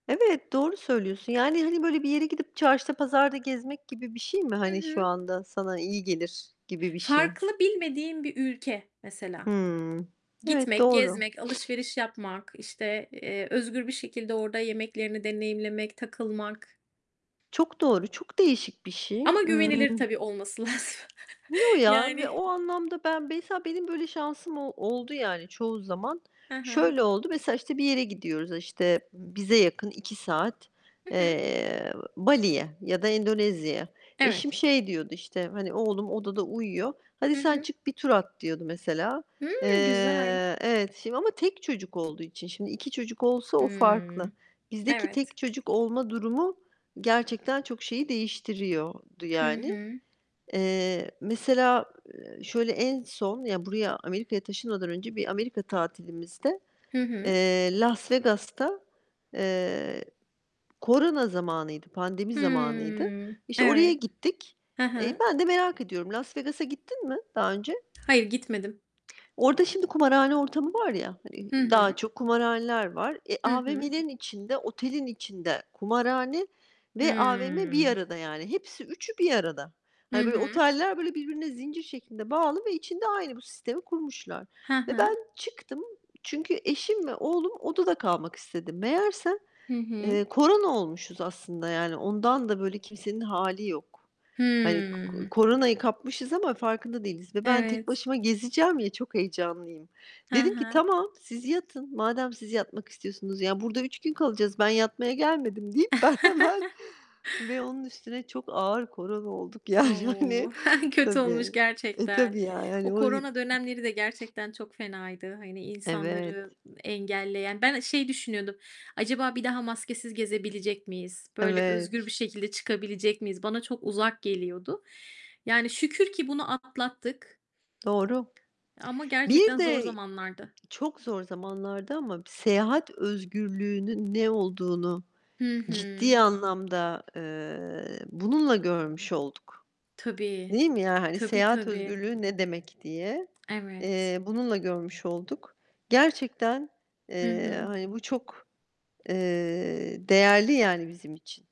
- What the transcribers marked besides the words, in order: distorted speech; tapping; other background noise; laughing while speaking: "lazım"; chuckle; chuckle; laughing while speaking: "ben hemen"; chuckle; laughing while speaking: "Yani, hani"
- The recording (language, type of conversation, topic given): Turkish, unstructured, Yalnız seyahat etmek mi yoksa grup halinde seyahat etmek mi daha keyifli?